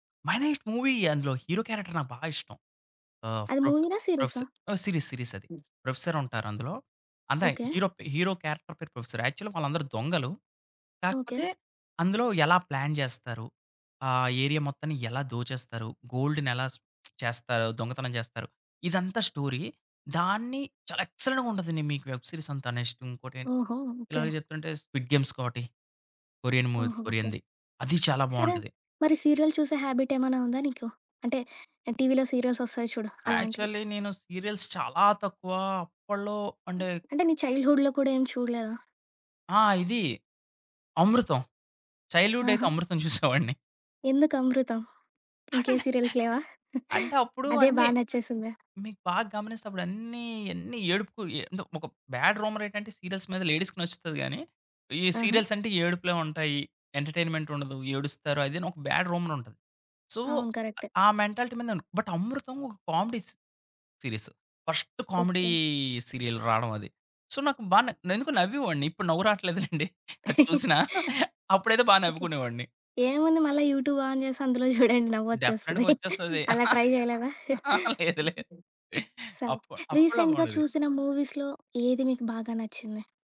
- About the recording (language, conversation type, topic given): Telugu, podcast, ఫిల్మ్ లేదా టీవీలో మీ సమూహాన్ని ఎలా చూపిస్తారో అది మిమ్మల్ని ఎలా ప్రభావితం చేస్తుంది?
- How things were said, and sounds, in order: in English: "'మనీ హైస్ట్' మూవీ"; in English: "క్యారెక్టర్"; in English: "ప్రొఫెసర్"; other background noise; in English: "సీరీస్"; in English: "ప్రొఫెసర్"; in English: "క్యారెక్టర్"; in English: "ప్రొఫెసర్. యాక్చువలి"; in English: "ప్లాన్"; in English: "ఏరియా"; in English: "స్టోరీ"; in English: "ఎక్సలెంట్‌గా"; in English: "నెక్స్ట్"; in English: "స్విడ్ గేమ్స్"; in English: "మూవీ"; in English: "హాబిట్"; in English: "యాక్చువల్లీ"; in English: "సీరియల్స్"; in English: "చైల్డ్‌హుడ్‌లో"; laughing while speaking: "అమృతం చూసేవాడిని"; tapping; chuckle; in English: "సీరియల్స్"; chuckle; in English: "బ్యాడ్ రూమర్"; in English: "సీరియల్స్"; in English: "లేడీస్‌కి"; in English: "సీరియల్స్"; in English: "ఎంటర్‌టైన్‌మేం‌ట్"; in English: "బ్యాడ్ రూమర్"; in English: "సో"; in English: "మెంటాలిటీ"; in English: "బట్"; in English: "కామెడీస్"; in English: "ఫస్ట్ కామెడీ"; in English: "సో"; laughing while speaking: "ఇప్పుడు నవ్వు రాట్లేదు లెండి అది చూసినా అప్పుడైతే బా నవ్వుకునేవాడిని"; laugh; in English: "ఆన్"; laughing while speaking: "జూడండి నవ్వు ఒచ్చేస్తది అలా ట్రై జేయలేదా?"; in English: "డెఫినిట్‌గా"; in English: "ట్రై"; laughing while speaking: "లేదు. లేదు"; in English: "రీసెంట్‌గా"; in English: "మూవీస్‌లో"